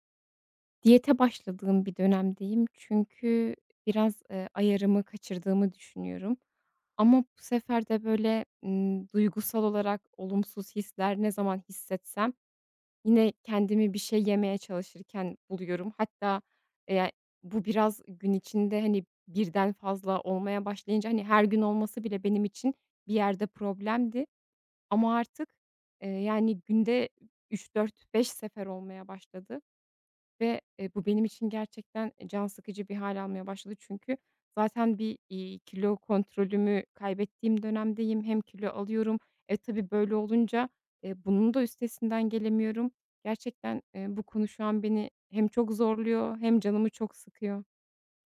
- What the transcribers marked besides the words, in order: none
- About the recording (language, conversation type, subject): Turkish, advice, Stresliyken duygusal yeme davranışımı kontrol edemiyorum